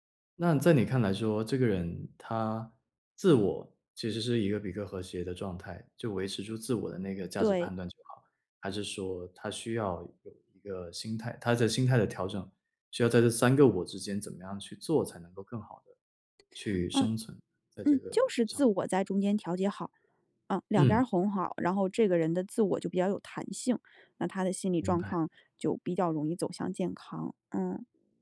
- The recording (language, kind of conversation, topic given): Chinese, podcast, 哪部电影最启发你？
- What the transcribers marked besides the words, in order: none